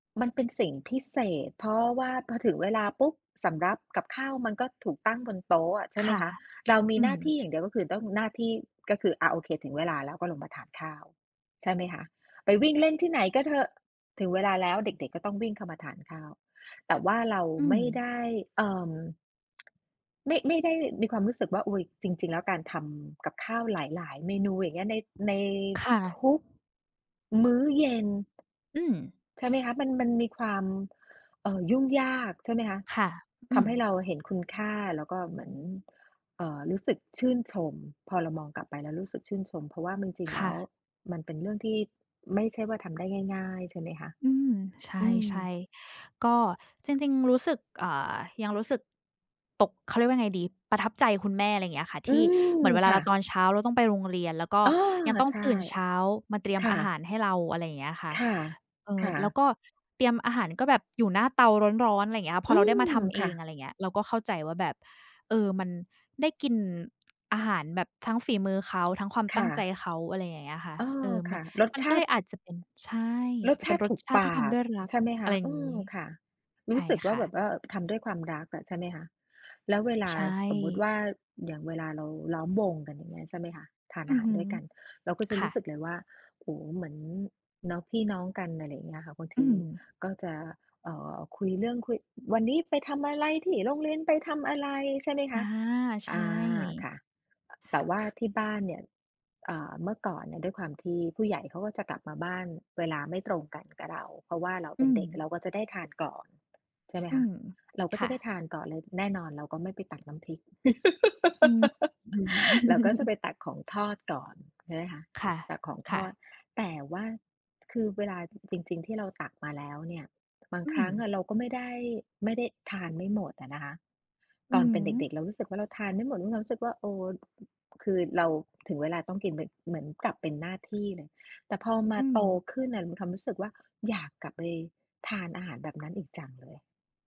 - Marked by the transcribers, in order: tapping; other background noise; chuckle
- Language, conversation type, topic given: Thai, unstructured, อาหารจานไหนที่ทำให้คุณคิดถึงบ้านมากที่สุด?